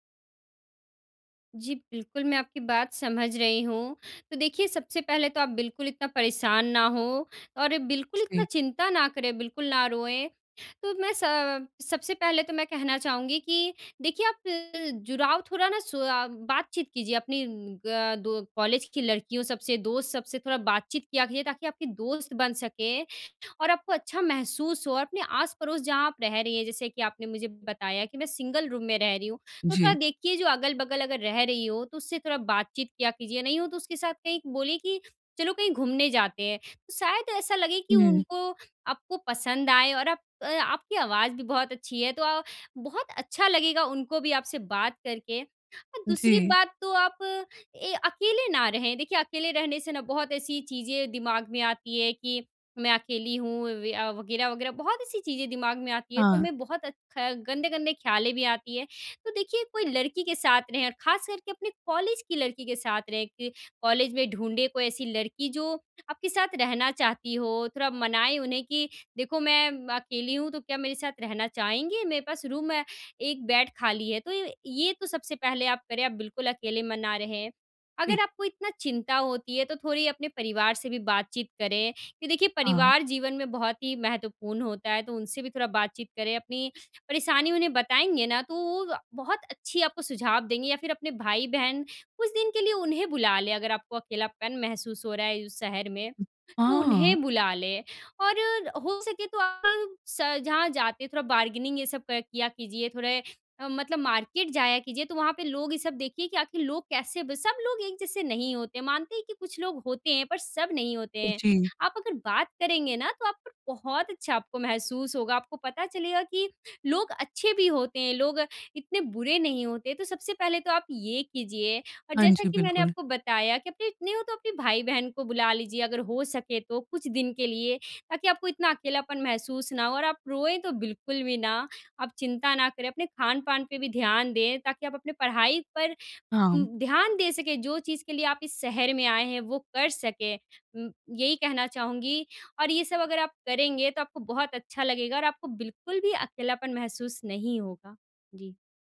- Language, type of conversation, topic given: Hindi, advice, अजनबीपन से जुड़ाव की यात्रा
- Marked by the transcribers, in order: in English: "सिंगल रूम"; in English: "रूम"; in English: "बेड"; in English: "बारगेनिंग"; in English: "मार्केट"; other background noise